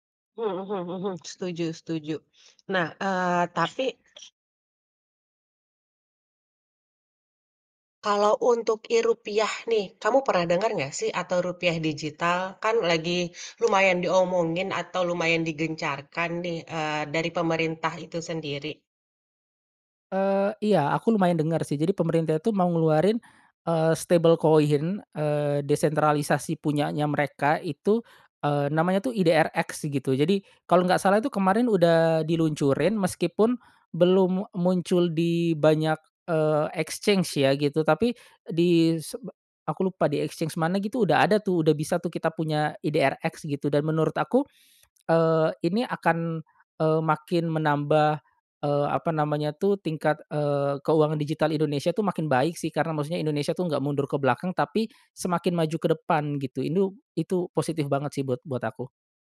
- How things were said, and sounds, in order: other background noise; put-on voice: "e-rupiah"; in English: "stable coin"; in English: "exchange"; in English: "exchange"; "itu" said as "inu"
- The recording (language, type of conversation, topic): Indonesian, podcast, Bagaimana menurutmu keuangan pribadi berubah dengan hadirnya mata uang digital?